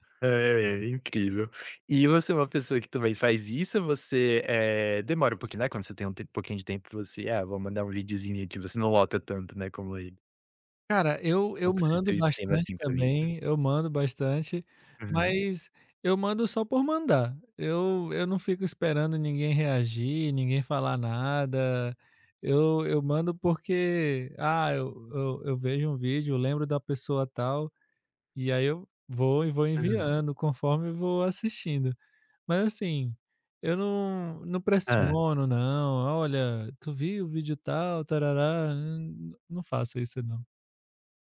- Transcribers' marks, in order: none
- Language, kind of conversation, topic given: Portuguese, podcast, Como o celular e as redes sociais afetam suas amizades?